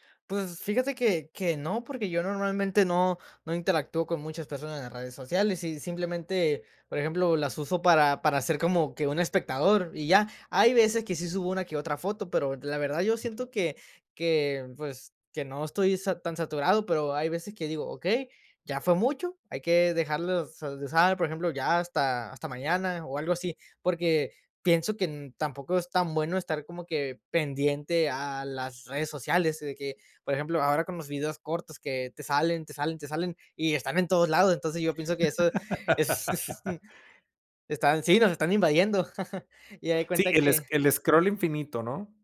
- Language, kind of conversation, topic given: Spanish, podcast, ¿En qué momentos te desconectas de las redes sociales y por qué?
- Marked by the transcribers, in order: tapping; laugh; laugh